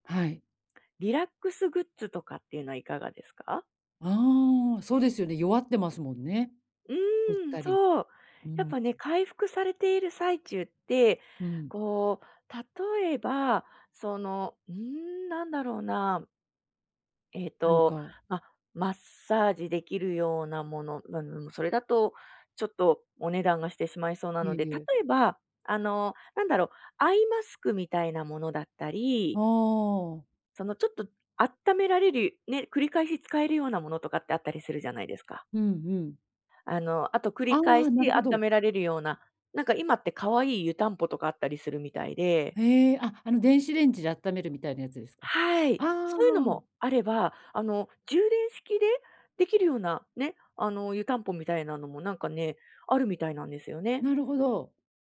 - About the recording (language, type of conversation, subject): Japanese, advice, 予算内で喜ばれるギフトは、どう選べばよいですか？
- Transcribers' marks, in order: other background noise